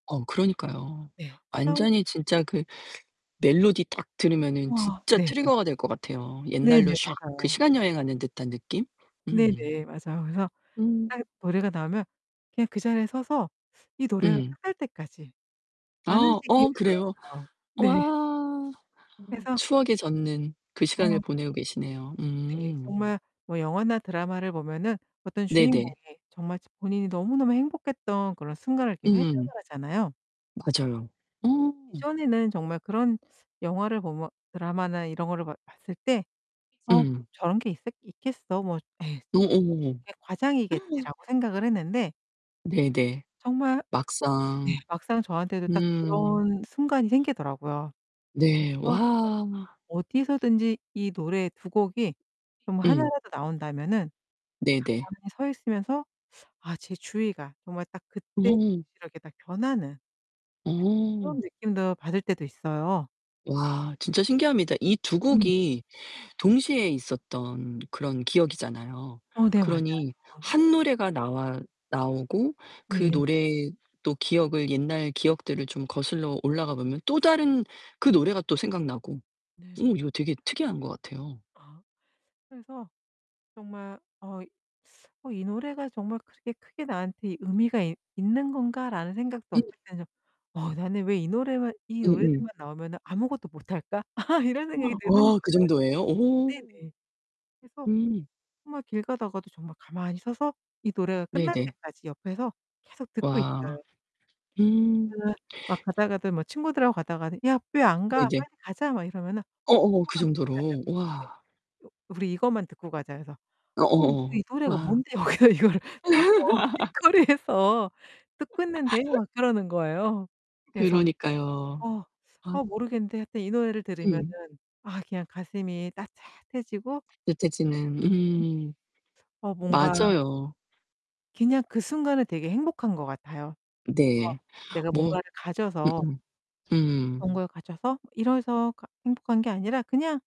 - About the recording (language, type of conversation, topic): Korean, podcast, 특정 음악을 들으면 어떤 기억이 떠오른 적이 있나요?
- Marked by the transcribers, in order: static; in English: "트리거가"; distorted speech; other background noise; gasp; gasp; tapping; background speech; laugh; laugh; laughing while speaking: "여기서 이거를"; laugh; laughing while speaking: "길거리에서"